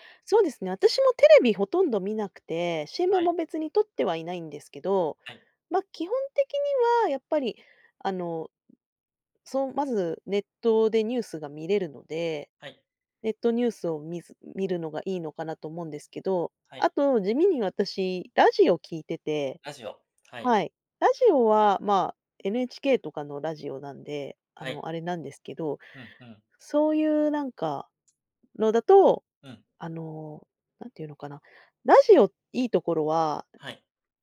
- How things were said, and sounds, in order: other noise; tapping
- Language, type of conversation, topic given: Japanese, podcast, 普段、情報源の信頼性をどのように判断していますか？